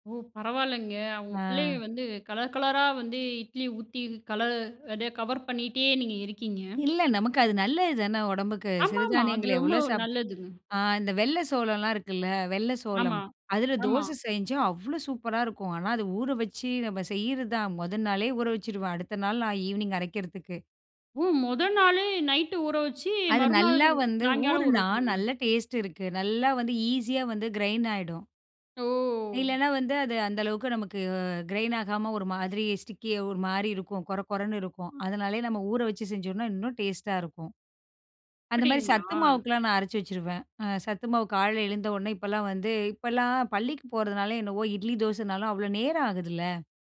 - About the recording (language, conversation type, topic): Tamil, podcast, குழந்தைகளுக்கு ஆரோக்கியமான உணவை இயல்பான பழக்கமாக எப்படி உருவாக்குவீர்கள்?
- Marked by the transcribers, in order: other noise